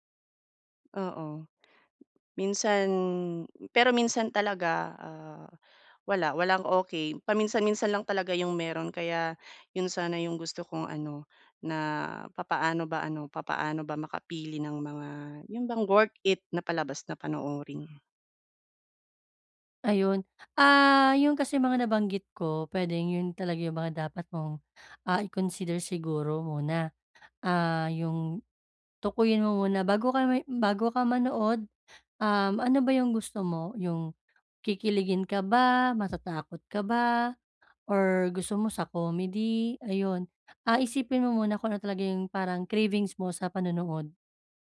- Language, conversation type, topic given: Filipino, advice, Paano ako pipili ng palabas kapag napakarami ng pagpipilian?
- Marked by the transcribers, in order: tapping; "worth" said as "work"